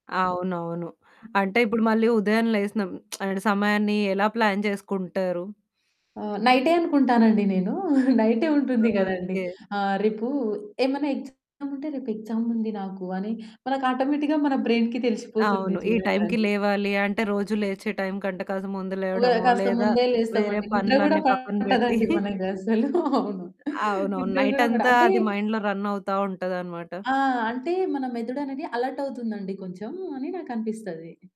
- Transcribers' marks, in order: other background noise; lip smack; in English: "ప్లాన్"; chuckle; distorted speech; in English: "ఎక్సామ్"; in English: "ఎక్సామ్"; in English: "ఆటోమేటిక్‌గా"; in English: "బ్రెయిన్‌కి"; chuckle; in English: "మైండ్‌లో రన్"; in English: "అలర్ట్"
- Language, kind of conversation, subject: Telugu, podcast, రోజు ఉదయం మీరు మీ రోజును ఎలా ప్రారంభిస్తారు?
- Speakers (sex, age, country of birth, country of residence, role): female, 20-24, India, India, guest; female, 30-34, India, India, host